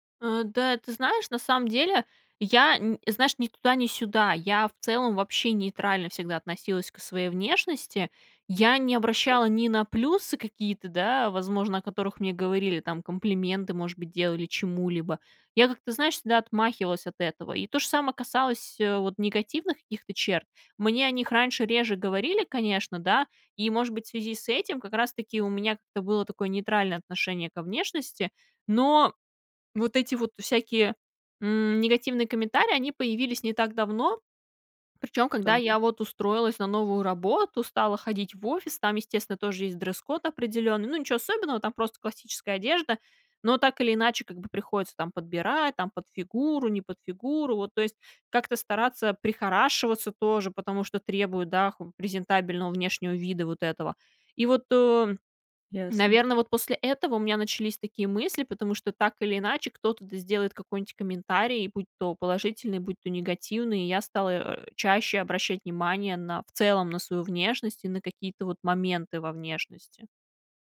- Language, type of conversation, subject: Russian, advice, Как низкая самооценка из-за внешности влияет на вашу жизнь?
- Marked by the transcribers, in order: "какой-нибудь" said as "какой-нить"